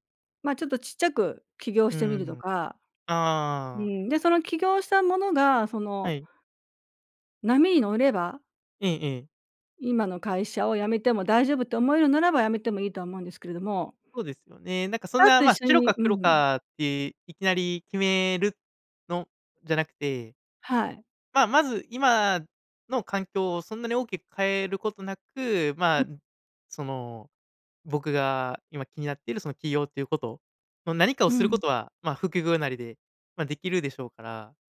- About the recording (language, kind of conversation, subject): Japanese, advice, 起業すべきか、それとも安定した仕事を続けるべきかをどのように判断すればよいですか？
- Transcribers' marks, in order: none